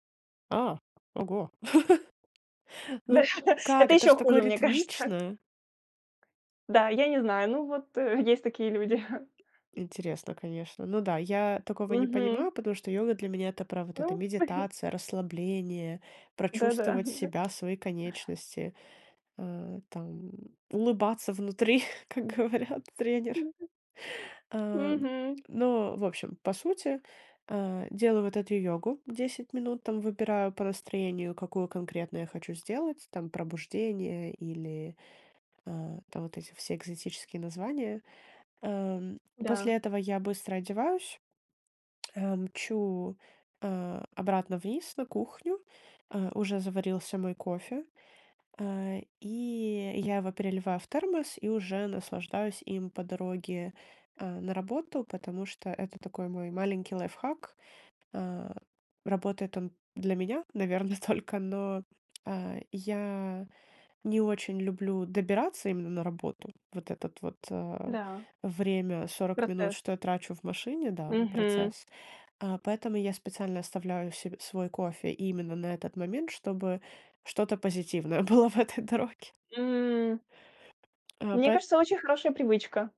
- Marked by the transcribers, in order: tapping; chuckle; laugh; laughing while speaking: "мне кажется"; chuckle; chuckle; chuckle; other noise; chuckle; other background noise; laughing while speaking: "было в этой дороге"
- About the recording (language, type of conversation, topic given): Russian, podcast, Какая у тебя утренняя рутина?